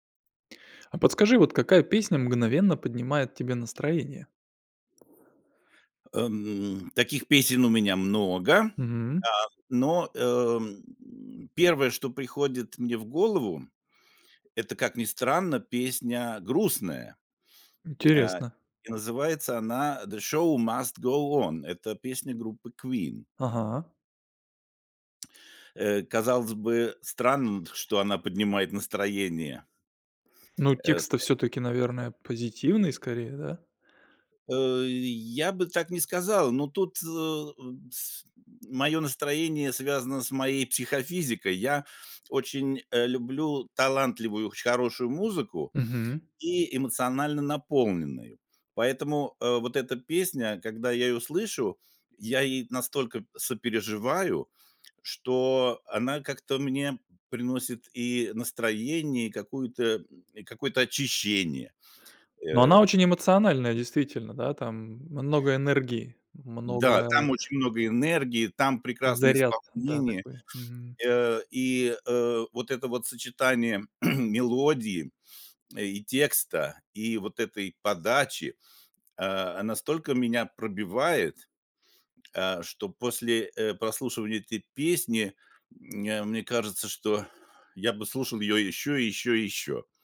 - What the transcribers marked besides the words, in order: other background noise; throat clearing
- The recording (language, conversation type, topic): Russian, podcast, Какая песня мгновенно поднимает тебе настроение?